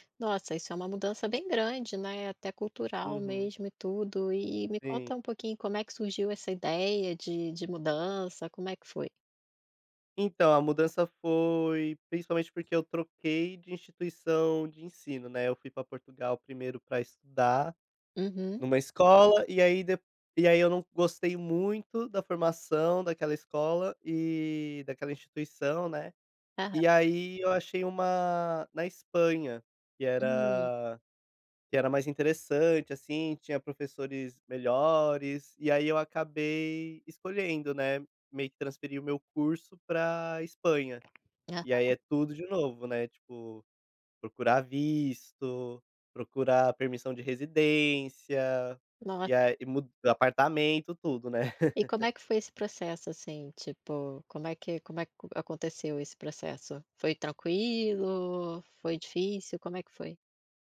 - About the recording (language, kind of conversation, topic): Portuguese, podcast, Como você supera o medo da mudança?
- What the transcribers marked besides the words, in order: tapping; other background noise; chuckle